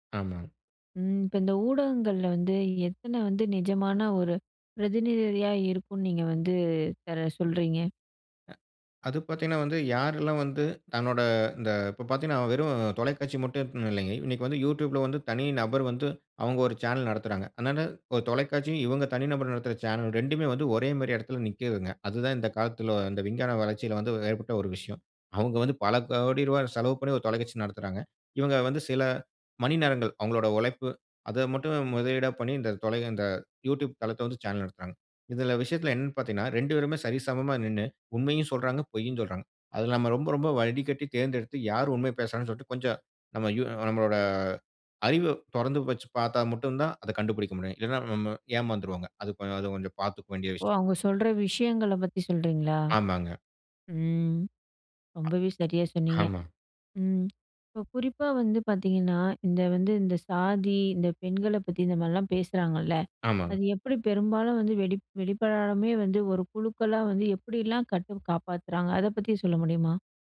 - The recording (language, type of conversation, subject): Tamil, podcast, பிரதிநிதித்துவம் ஊடகங்களில் சரியாக காணப்படுகிறதா?
- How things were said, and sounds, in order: "பிரதிநிதியா" said as "பிரதிநிதிரியா"; "பிறகு" said as "பெறவு"; other noise; "கட்டி" said as "கட்டு"